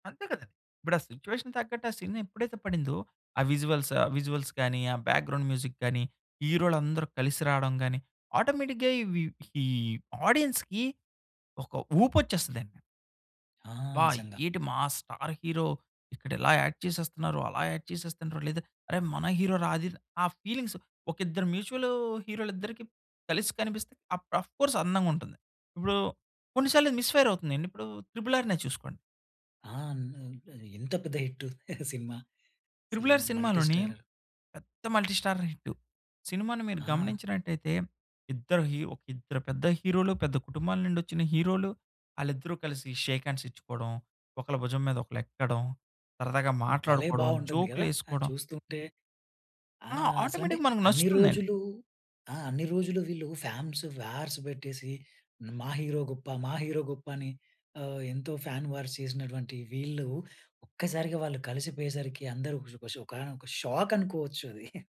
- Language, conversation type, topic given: Telugu, podcast, స్టార్ పవర్ వల్లే సినిమా హిట్ అవుతుందా, దాన్ని తాత్త్వికంగా ఎలా వివరించొచ్చు?
- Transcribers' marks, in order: in English: "సిట్యుయేషన్‌కి"; in English: "సీన్"; in English: "విజువల్స్ విజువల్స్"; in English: "బ్యాక్‌గ్రౌండ్ మ్యూజిక్"; in English: "ఆటోమేటిక్‌గా"; in English: "ఆడియన్స్‌కి"; in English: "స్టార్ హీరో"; in English: "యాక్ట్"; in English: "యాక్ట్"; in English: "హీరో"; in English: "ఫీలింగ్స్"; in English: "మ్యూచుల్"; in English: "అఫ్ కోర్స్"; in English: "మిస్ ఫైర్"; chuckle; in English: "మల్టీ స్టారర్"; in English: "మల్టీ స్టారర్"; in English: "హీరో"; in English: "షేక్ హ్యాండ్స్"; in English: "ఆటోమేటిక్‌గా"; in English: "వార్స్"; in English: "హీరో"; in English: "హీరో"; in English: "ఫాన్ వార్స్"; giggle